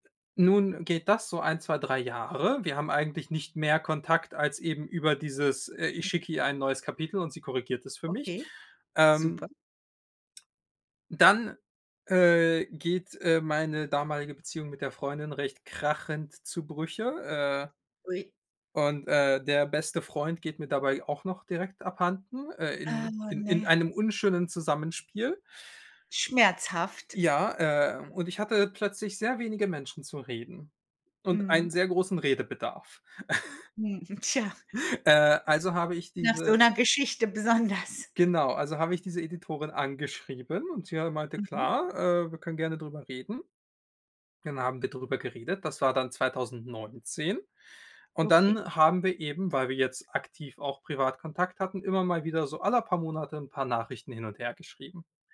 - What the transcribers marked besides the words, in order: other noise; other background noise; laughing while speaking: "tja"; chuckle; laughing while speaking: "besonders"
- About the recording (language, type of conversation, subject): German, unstructured, Was schätzt du am meisten an deinem Partner?